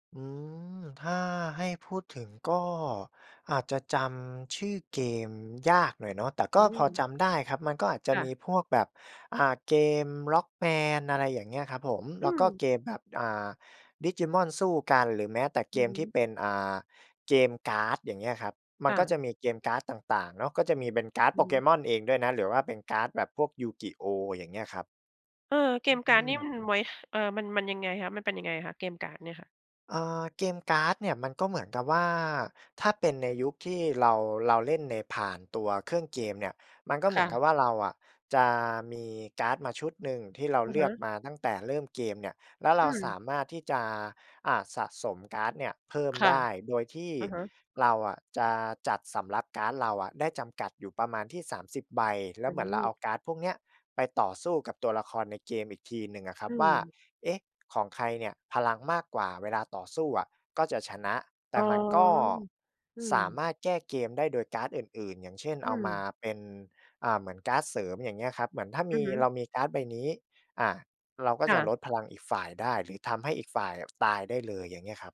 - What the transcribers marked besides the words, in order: none
- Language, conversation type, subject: Thai, podcast, ของเล่นชิ้นไหนที่คุณยังจำได้แม่นที่สุด และทำไมถึงประทับใจจนจำไม่ลืม?